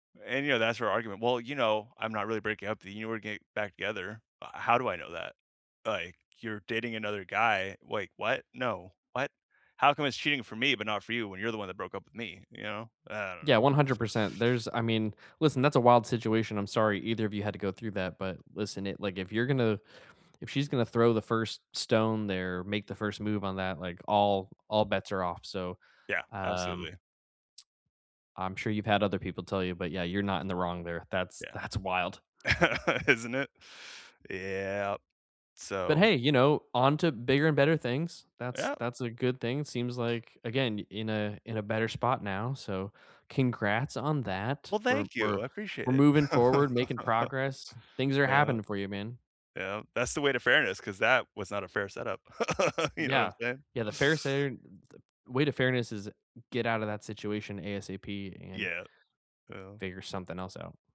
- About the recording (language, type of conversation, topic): English, unstructured, How do you find fairness in everyday conflicts and turn disagreements into understanding?
- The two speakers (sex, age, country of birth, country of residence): male, 35-39, United States, United States; male, 35-39, United States, United States
- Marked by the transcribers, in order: tapping; chuckle; other background noise; chuckle; chuckle